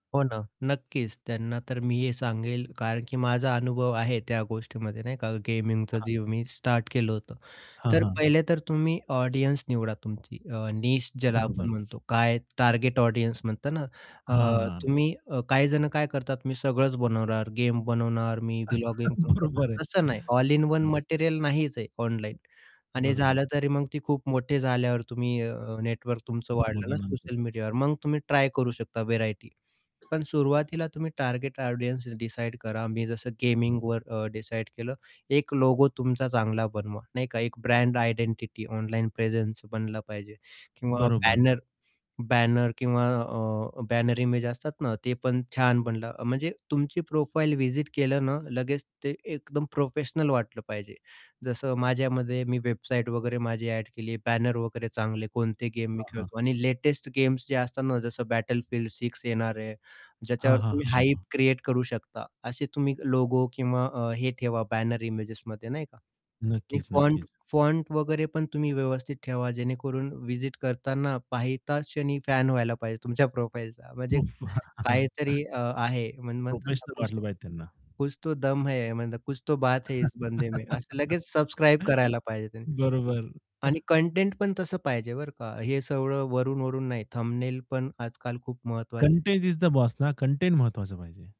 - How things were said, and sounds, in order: static; in English: "ऑडियन्स"; other background noise; distorted speech; in English: "ऑडियन्स"; chuckle; unintelligible speech; cough; in English: "ऑडियन्सेस"; other noise; in English: "प्रेझेन्स"; in English: "प्रोफाइल"; in English: "प्रोफाइलचा"; chuckle; in Hindi: "कुछ तो दम है, कुछ तो बात है इस बंदे मे"; chuckle; in English: "सबस्क्राईब"; chuckle; tapping; in English: "कंटेंट इज द बॉस"
- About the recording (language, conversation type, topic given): Marathi, podcast, सोशल मिडियावर तुम्ही तुमची ओळख कशी तयार करता?